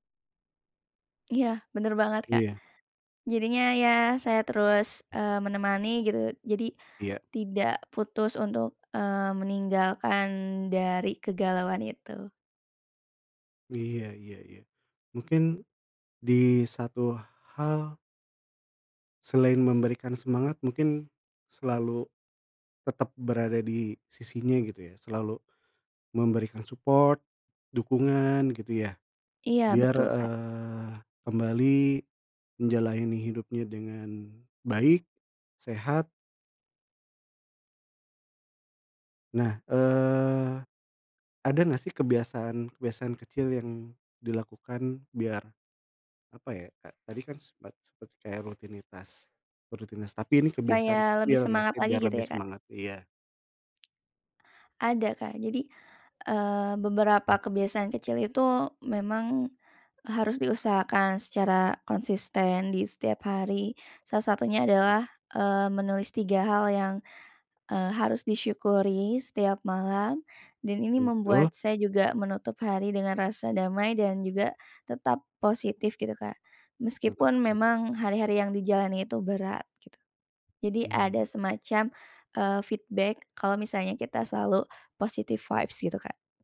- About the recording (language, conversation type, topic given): Indonesian, unstructured, Apa hal sederhana yang bisa membuat harimu lebih cerah?
- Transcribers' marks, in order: other background noise; tapping; in English: "support"; in English: "feedback"; in English: "positive vibes"